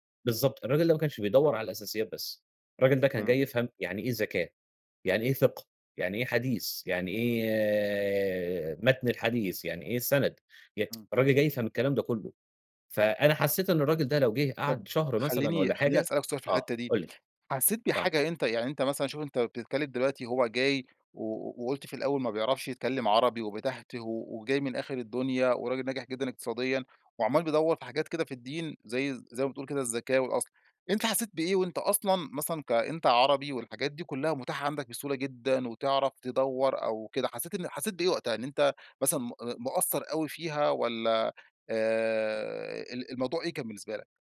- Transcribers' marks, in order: tsk
- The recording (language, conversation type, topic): Arabic, podcast, عمرك قابلت حد غريب غيّر مجرى رحلتك؟ إزاي؟